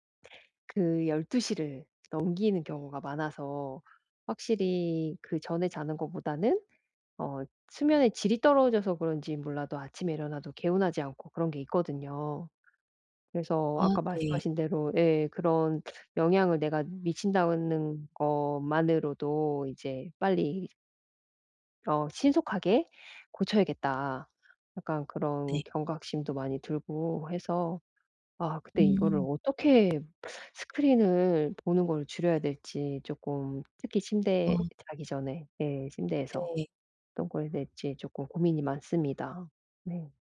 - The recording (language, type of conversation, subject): Korean, advice, 잠자기 전에 스크린 사용을 줄이려면 어떻게 시작하면 좋을까요?
- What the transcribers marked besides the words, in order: other background noise